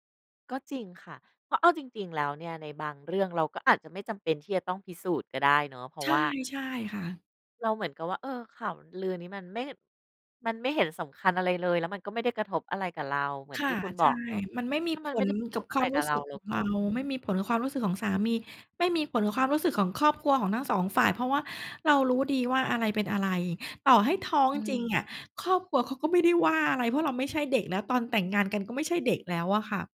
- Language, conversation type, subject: Thai, podcast, คุณจะจัดการกับข่าวลือในกลุ่มอย่างไร?
- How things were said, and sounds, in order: none